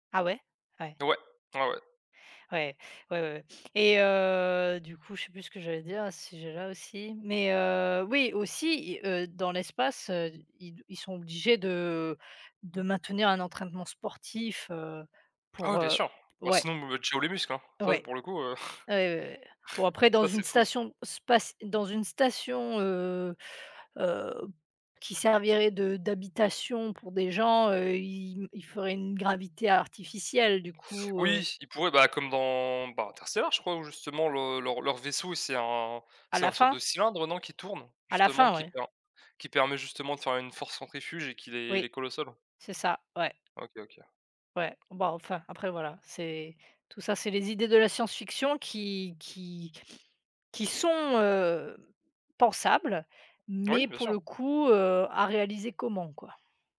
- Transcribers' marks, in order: other background noise; drawn out: "heu"; tapping; chuckle
- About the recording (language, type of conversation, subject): French, unstructured, Comment les influenceurs peuvent-ils sensibiliser leur audience aux enjeux environnementaux ?